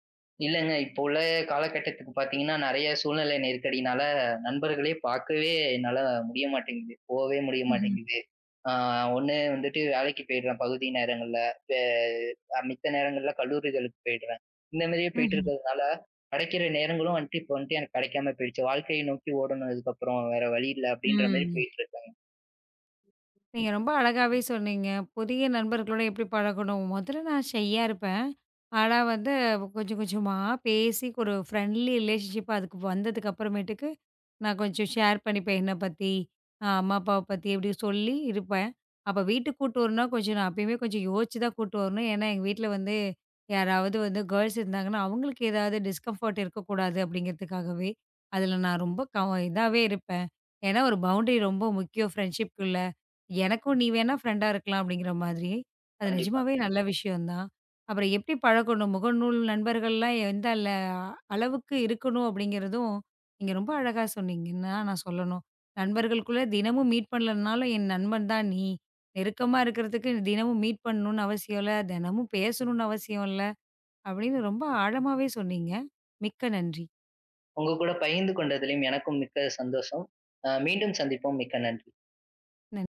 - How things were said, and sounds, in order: drawn out: "ஆ"; in English: "ஷையா"; in English: "ஃப்ரெண்ட்லி ரெலேஷன்ஷிப்"; in English: "ஷேர்"; in English: "கேர்ள்ஸ்"; in English: "டிஸ்கம்ஃபர்ட்"; in English: "பவுண்டரி"; in English: "ப்ரெண்ட்ஷிப்குள்ள"; in English: "ஃப்ரெண்ட்"; in English: "மீட்"; in English: "மீட்"
- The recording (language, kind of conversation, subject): Tamil, podcast, புதிய நண்பர்களுடன் நெருக்கத்தை நீங்கள் எப்படிப் உருவாக்குகிறீர்கள்?